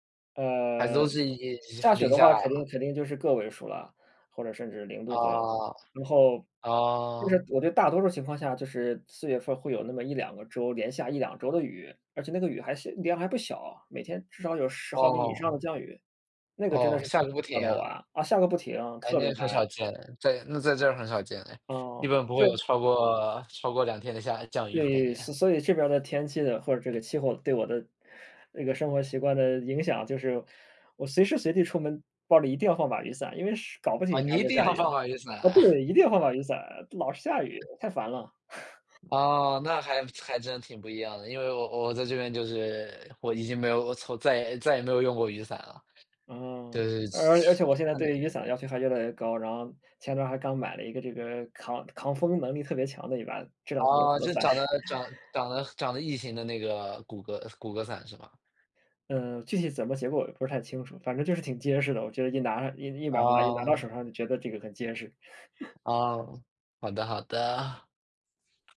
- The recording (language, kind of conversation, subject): Chinese, unstructured, 你怎么看最近的天气变化？
- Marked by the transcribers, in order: other background noise; laughing while speaking: "一定"; chuckle; tapping; chuckle; unintelligible speech; chuckle; chuckle